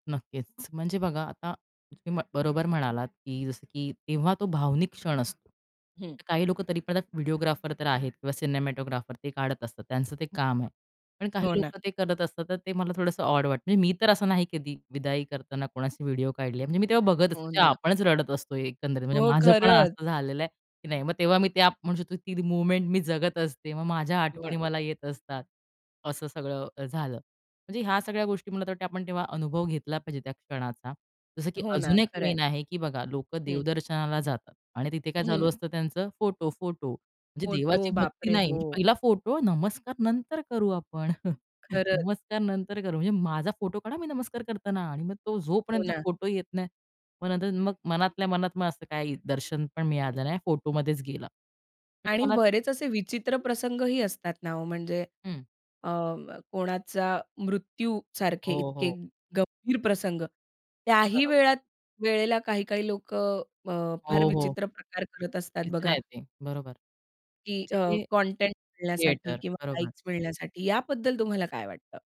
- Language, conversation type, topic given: Marathi, podcast, लाईव्ह कार्यक्रमात फोनने व्हिडिओ काढावा की फक्त क्षण अनुभवावा?
- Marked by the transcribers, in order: other background noise; tapping; in English: "सिनेमॅटोग्राफर"; in English: "मूव्हमेंट"; horn; in English: "मेन"; chuckle; in English: "थिएटर"